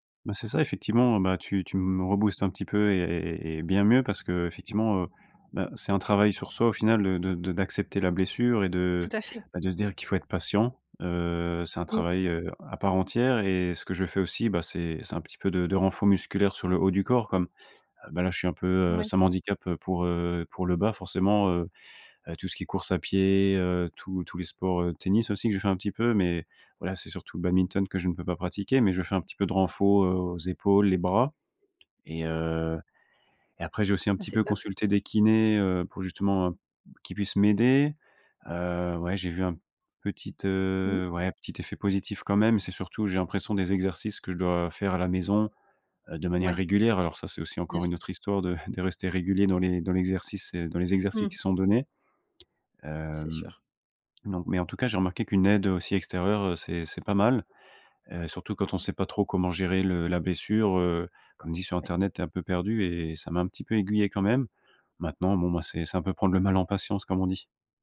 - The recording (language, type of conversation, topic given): French, advice, Quelle blessure vous empêche de reprendre l’exercice ?
- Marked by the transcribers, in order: none